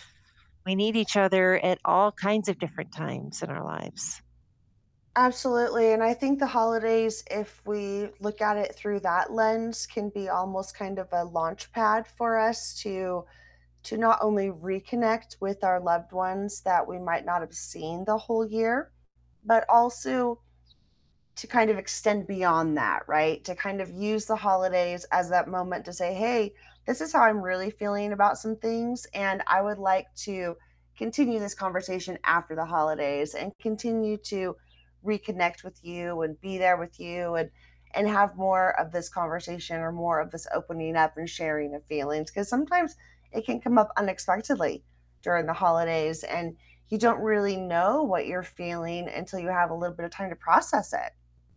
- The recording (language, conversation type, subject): English, unstructured, How can you encourage someone to open up about their feelings?
- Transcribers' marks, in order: mechanical hum; other background noise; bird; static